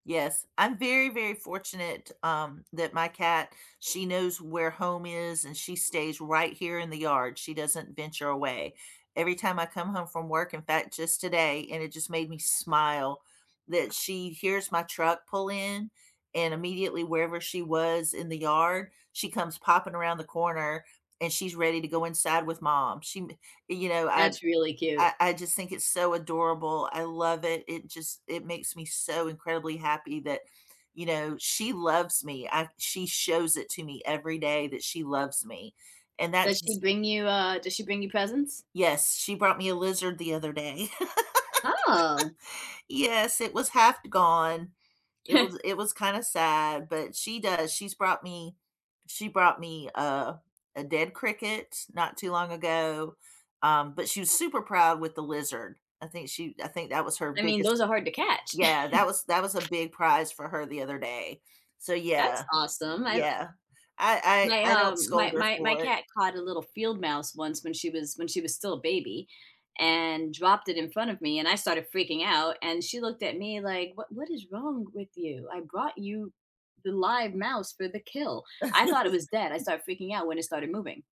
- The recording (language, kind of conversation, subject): English, unstructured, What small joy brightened your week?
- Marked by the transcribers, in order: stressed: "smile"; other background noise; laugh; chuckle; chuckle; chuckle